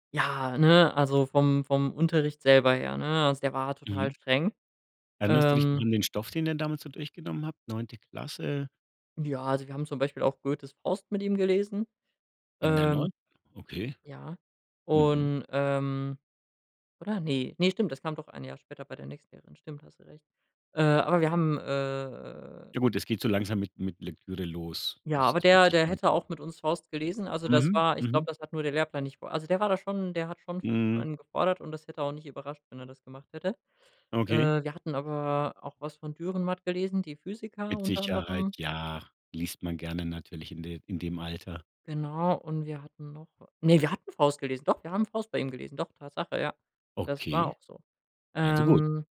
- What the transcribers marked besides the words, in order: drawn out: "äh"
- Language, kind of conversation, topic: German, podcast, Welche Lehrperson hat dich besonders geprägt, und warum?